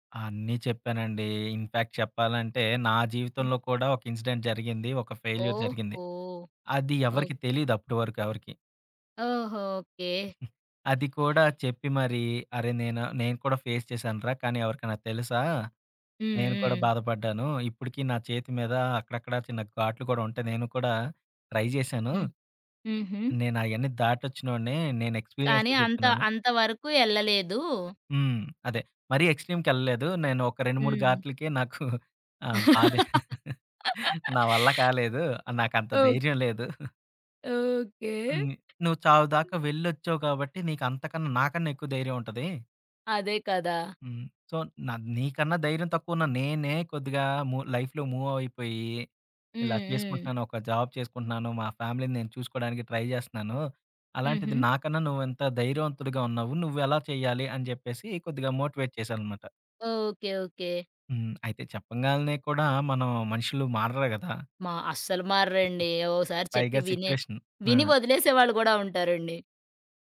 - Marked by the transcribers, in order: in English: "ఇన్‌ఫ్యాక్ట్"; in English: "ఇన్సిడెంట్"; in English: "ఫెయిల్యూర్"; giggle; in English: "ఫేస్"; in English: "ట్రై"; in English: "ఎక్స్‌పీరియన్స్‌తో"; in English: "ఎక్స్‌ట్రీమ్‌కెళ్ళలేదు"; laugh; laughing while speaking: "ఆ! బాధే"; giggle; other background noise; in English: "సో"; in English: "లైఫ్‌లో మూవ్"; in English: "జాబ్"; in English: "ఫ్యామిలీని"; in English: "ట్రై"; in English: "మోటివేట్"; giggle; in English: "సిట్యుయేషన్"
- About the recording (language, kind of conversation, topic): Telugu, podcast, బాధపడుతున్న బంధువుని ఎంత దూరం నుంచి ఎలా సపోర్ట్ చేస్తారు?